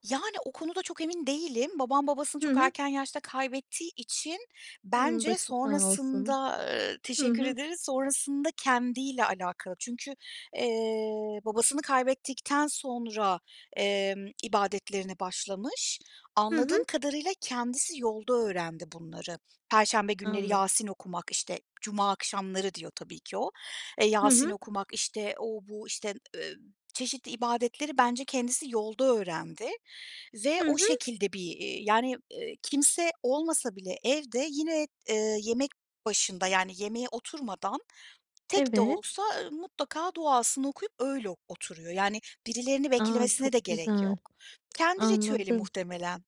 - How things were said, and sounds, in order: other background noise; tapping
- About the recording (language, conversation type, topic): Turkish, podcast, Hangi gelenekleri gelecek kuşaklara aktarmak istersin?